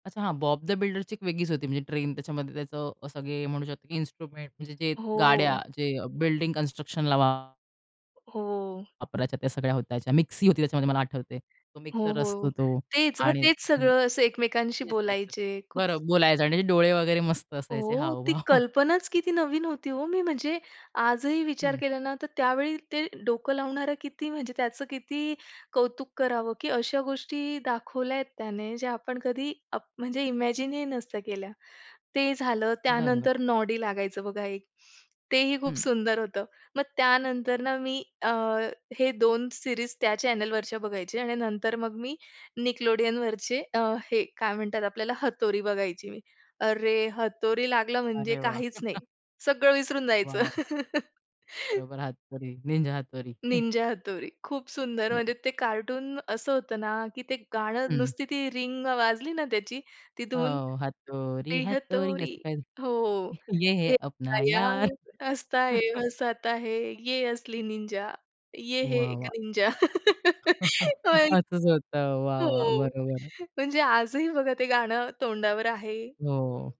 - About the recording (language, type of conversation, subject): Marathi, podcast, लहानपणीची आवडती दूरचित्रवाणी मालिका कोणती होती?
- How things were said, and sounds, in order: tapping; other noise; other background noise; surprised: "ओह! ती कल्पनाच किती नवीन होती हो"; laughing while speaking: "हावभाव"; in English: "इमॅजिन"; in English: "सिरीज"; in English: "चॅनेलवरच्या"; chuckle; chuckle; singing: "हातोरी, हतोरी"; unintelligible speech; singing: "ये है अपना यार"; laughing while speaking: "हतोरी"; laughing while speaking: "यार"; singing: "ये है अपना यार हसता … हे एक निंजा"; chuckle; chuckle; laughing while speaking: "असंच होत"; laugh; unintelligible speech